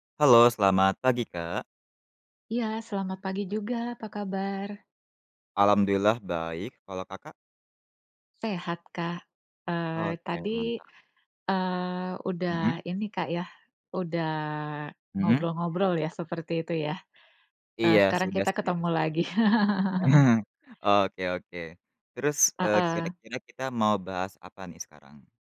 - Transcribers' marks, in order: laugh; other background noise
- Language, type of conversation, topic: Indonesian, unstructured, Bagaimana kamu mulai menabung untuk masa depan?